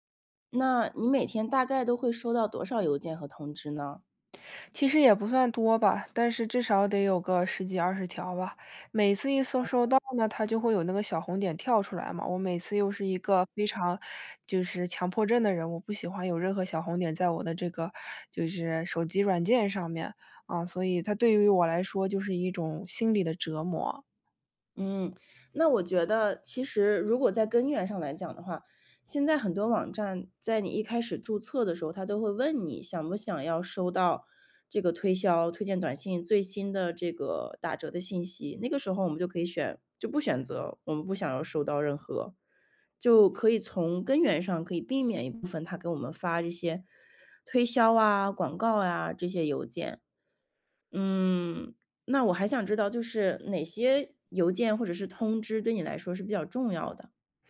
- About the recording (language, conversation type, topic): Chinese, advice, 如何才能减少收件箱里的邮件和手机上的推送通知？
- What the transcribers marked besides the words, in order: none